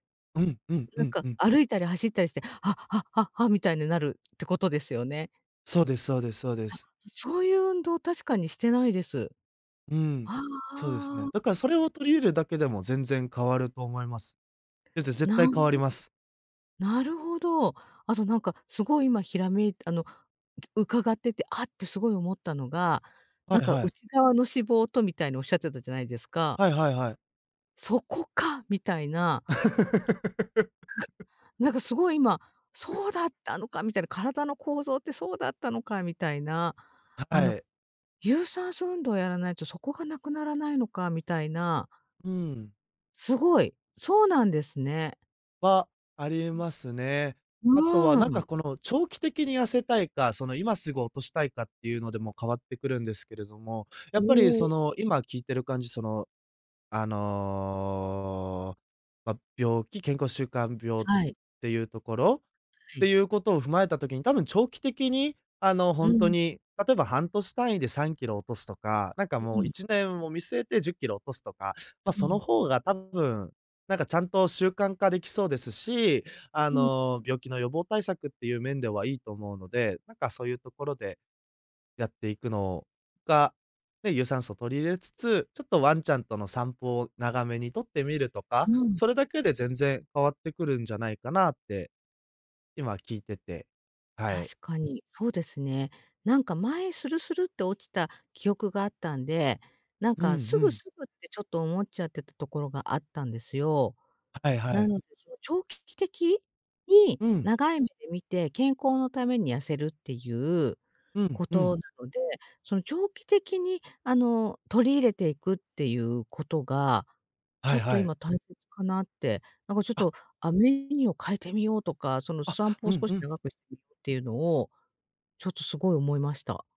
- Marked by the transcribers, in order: unintelligible speech; laugh; unintelligible speech; drawn out: "あの"; other background noise; unintelligible speech
- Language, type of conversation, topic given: Japanese, advice, 筋力向上や体重減少が停滞しているのはなぜですか？